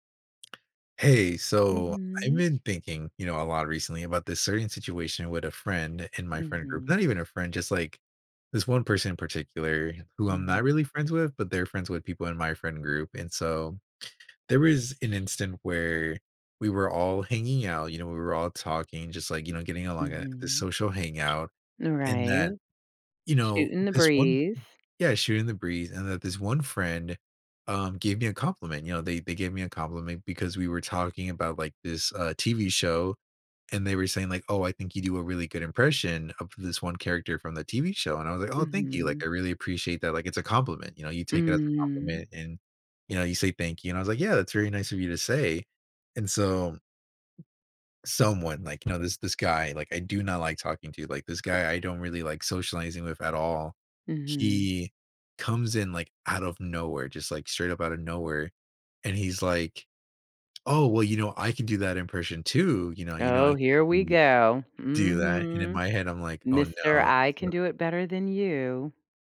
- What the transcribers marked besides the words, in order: tapping; other background noise
- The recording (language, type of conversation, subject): English, advice, How can I apologize sincerely?